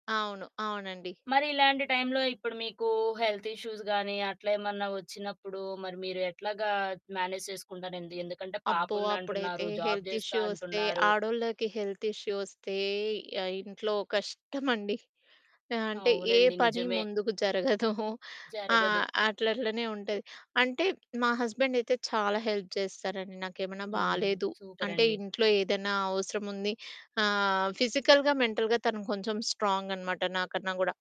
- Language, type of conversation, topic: Telugu, podcast, కుటుంబం, ఉద్యోగం మధ్య ఎదుగుదల కోసం మీరు సమతుల్యాన్ని ఎలా కాపాడుకుంటారు?
- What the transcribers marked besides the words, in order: in English: "హెల్త్ ఇష్యూస్"; in English: "మ్యానేజ్"; other background noise; in English: "హెల్త్ ఇష్యూ"; horn; in English: "జాబ్"; in English: "హెల్త్ ఇష్యూ"; stressed: "కష్టమండి"; giggle; in English: "హస్బెండ్"; in English: "హెల్ప్"; in English: "ఫిజికల్‌గా మెంటల్‌గా"; in English: "స్ట్రాంగ్"